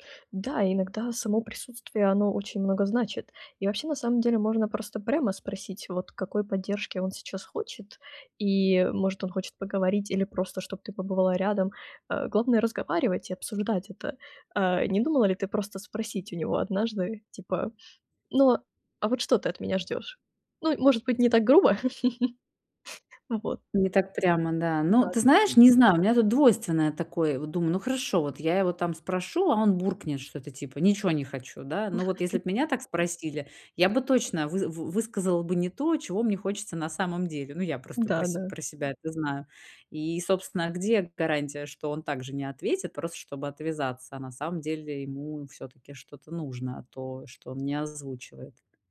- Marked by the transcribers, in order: chuckle; chuckle; tapping
- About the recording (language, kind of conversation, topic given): Russian, advice, Как поддержать партнёра, который переживает жизненные трудности?